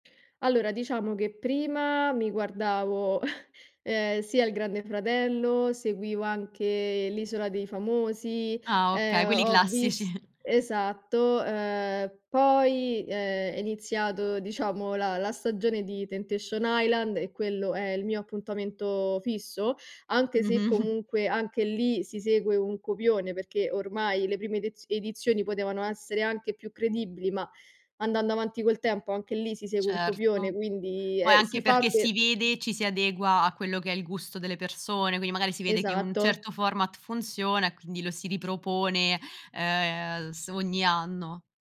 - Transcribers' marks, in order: chuckle; laughing while speaking: "classici"; laughing while speaking: "Mh-mh"; tapping; in English: "format"
- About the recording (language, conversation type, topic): Italian, podcast, Come spiegheresti perché i reality show esercitano tanto fascino?